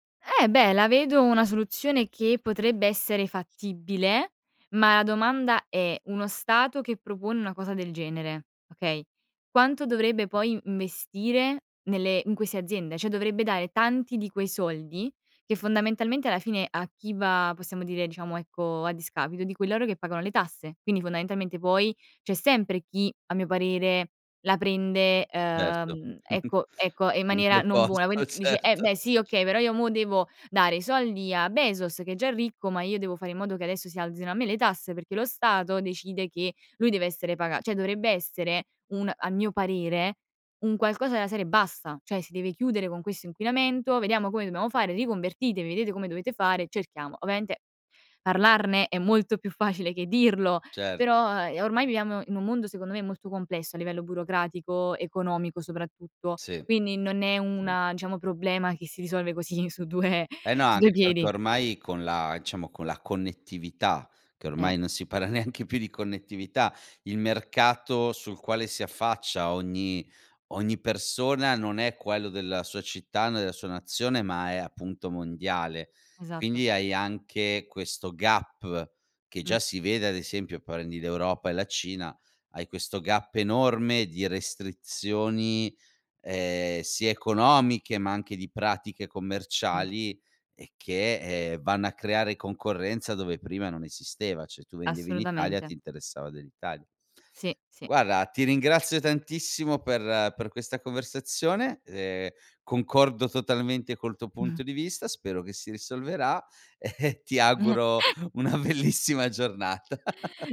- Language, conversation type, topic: Italian, podcast, Quali piccoli gesti fai davvero per ridurre i rifiuti?
- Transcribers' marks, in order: "Cioè" said as "ceh"; "fondamentalmente" said as "fondaentalmente"; chuckle; laughing while speaking: "In quel posto. Certo"; "cioè" said as "ceh"; "ovviamente" said as "ovente"; laughing while speaking: "così su due"; "diciamo" said as "ciamo"; laughing while speaking: "neanche più"; in English: "gap"; in English: "gap"; "Guarda" said as "guarra"; chuckle; laughing while speaking: "e"; laughing while speaking: "una bellissima giornata"; chuckle